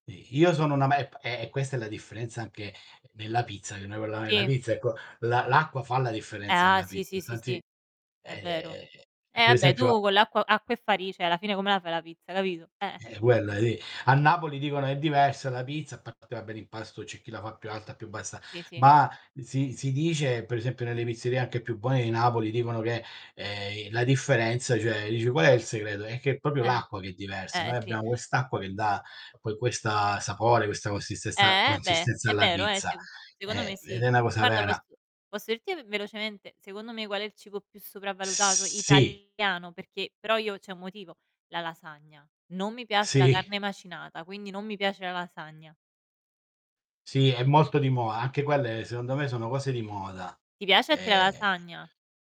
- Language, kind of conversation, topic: Italian, unstructured, Qual è il cibo più sopravvalutato secondo te?
- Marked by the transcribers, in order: unintelligible speech; unintelligible speech; distorted speech; "vabbè" said as "abbè"; drawn out: "ehm"; "cioè" said as "ceh"; tapping; "parte" said as "patte"; "consistenza" said as "cossistessa"; drawn out: "Sì"; laughing while speaking: "Sì"; "moda" said as "moa"